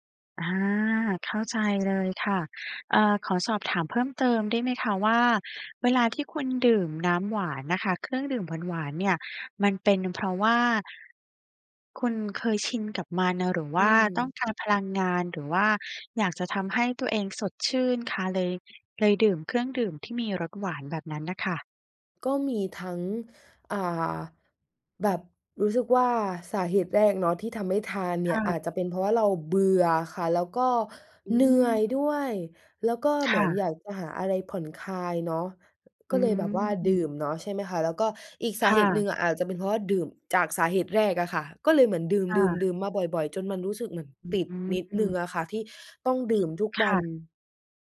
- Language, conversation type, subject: Thai, advice, คุณดื่มเครื่องดื่มหวานหรือเครื่องดื่มแอลกอฮอล์บ่อยและอยากลด แต่ทำไมถึงลดได้ยาก?
- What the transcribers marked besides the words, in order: other background noise